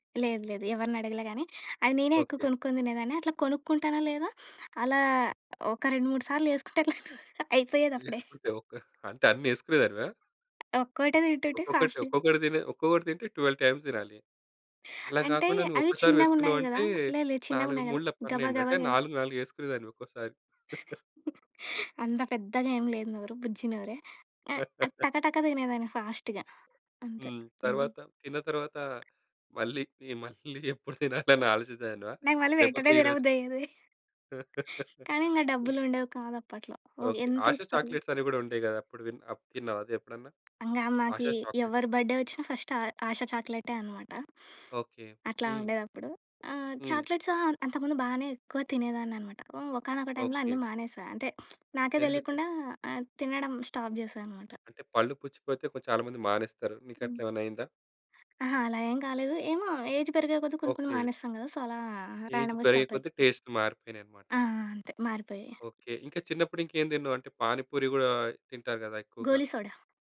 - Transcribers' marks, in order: chuckle; tapping; other background noise; in English: "ఫాస్ట్‌గ"; in English: "ట్వెల్వ్ టైమ్స్"; chuckle; chuckle; in English: "ఫాస్ట్‌గా"; laughing while speaking: "మళ్ళీ ఎప్పుడు తినాలి అని ఆలోచించెదానివా?"; laugh; chuckle; in English: "చాక్లెట్స్"; in English: "చాక్లెట్స్"; in English: "ఫస్ట్"; sniff; in English: "చాక్లెట్స్"; lip smack; in English: "స్టాప్"; in English: "ఏజ్"; in English: "సో"; in English: "రాండమ్‌గా"; in English: "ఏజ్"; in English: "టేస్ట్"
- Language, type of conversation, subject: Telugu, podcast, ఏ రుచి మీకు ఒకప్పటి జ్ఞాపకాన్ని గుర్తుకు తెస్తుంది?